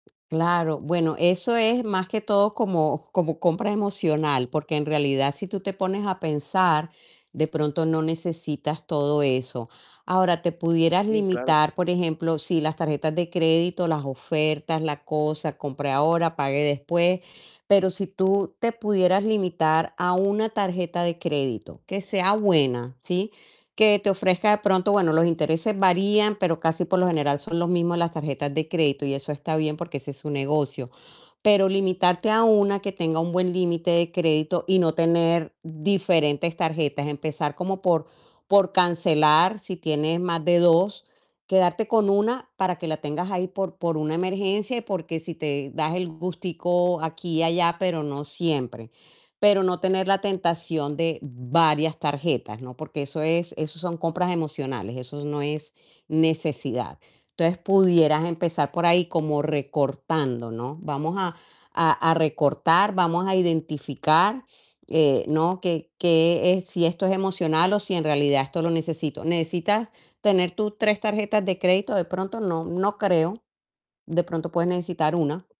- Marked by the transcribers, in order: tapping; distorted speech; other background noise
- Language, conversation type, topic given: Spanish, advice, ¿Cómo puedo ahorrar si no puedo resistirme a las ofertas y las rebajas?